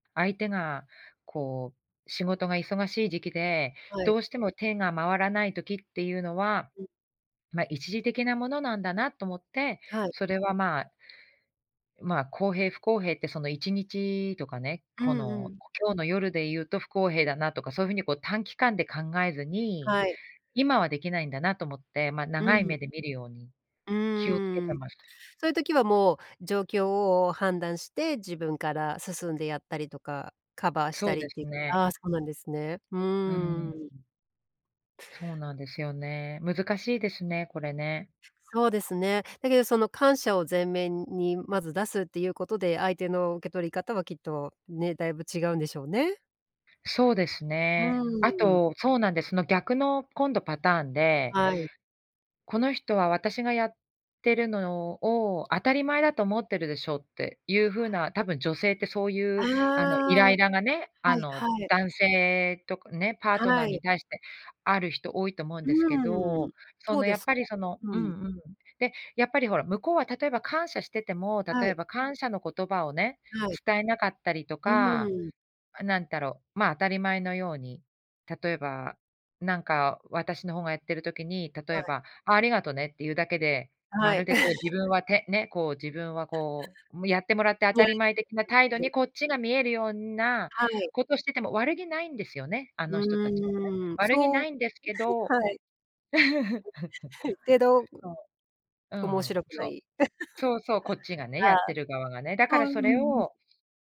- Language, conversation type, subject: Japanese, podcast, 家事の分担はどう決めるのがいい？
- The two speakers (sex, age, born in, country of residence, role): female, 45-49, Japan, United States, guest; female, 45-49, Japan, United States, host
- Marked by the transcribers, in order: "なんだろう" said as "なんたろ"; chuckle; unintelligible speech; giggle; chuckle; chuckle